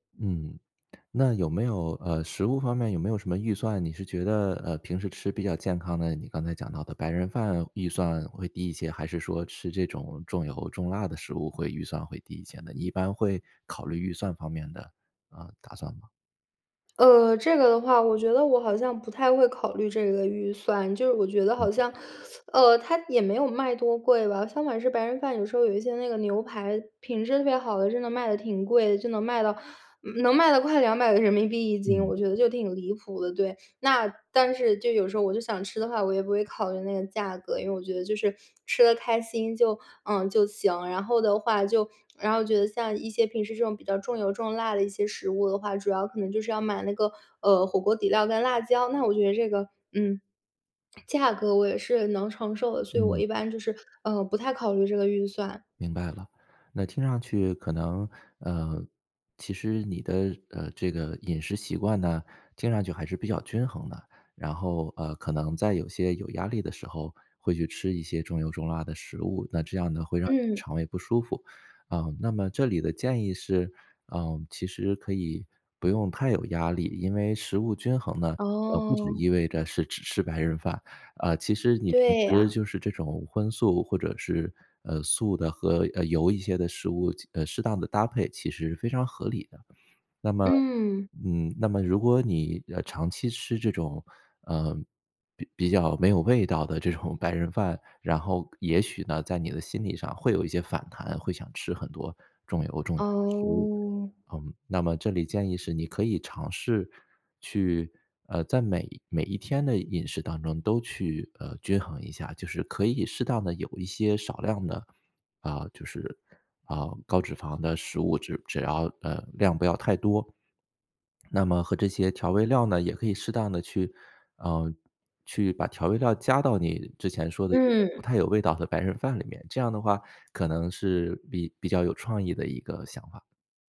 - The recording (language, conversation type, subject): Chinese, advice, 你为什么总是难以养成健康的饮食习惯？
- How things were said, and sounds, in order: teeth sucking; laughing while speaking: "人民币一 斤"; other noise; other background noise; swallow; laughing while speaking: "这种白人饭"; drawn out: "哦"; joyful: "味道的白人饭里面"